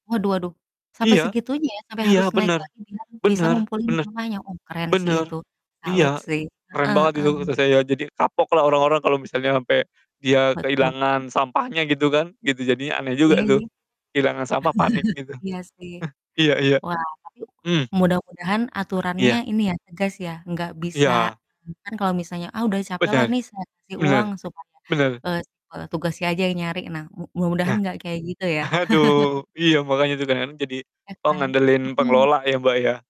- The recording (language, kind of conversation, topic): Indonesian, unstructured, Apa yang kamu pikirkan saat destinasi wisata yang kamu pilih dipenuhi sampah?
- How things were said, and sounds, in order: distorted speech; static; chuckle; chuckle; chuckle